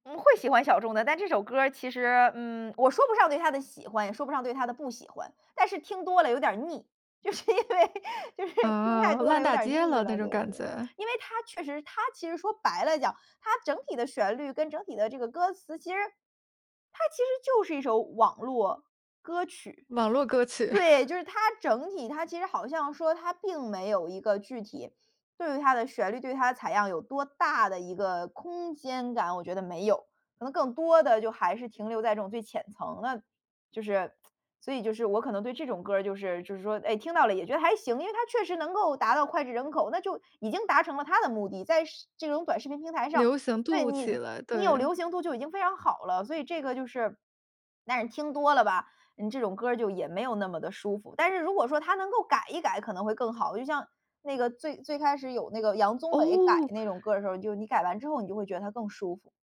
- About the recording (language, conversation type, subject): Chinese, podcast, 你最喜欢的一句歌词是什么？
- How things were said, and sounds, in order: laughing while speaking: "就是因为 就是"; laugh; tsk